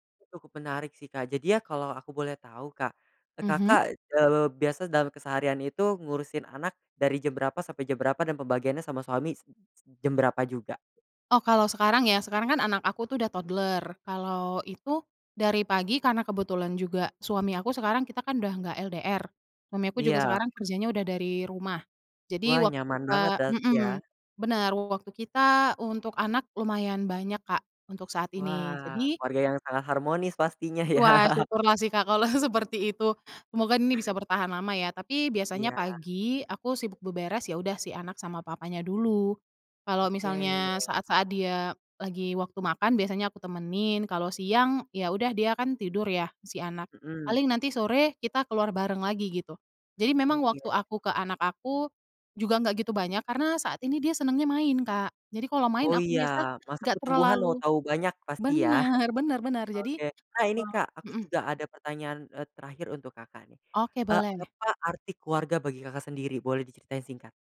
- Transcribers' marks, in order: in English: "toddler"; laughing while speaking: "ya"; laughing while speaking: "kalau"; other background noise
- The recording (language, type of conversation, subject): Indonesian, podcast, Bagaimana kamu memutuskan apakah ingin punya anak atau tidak?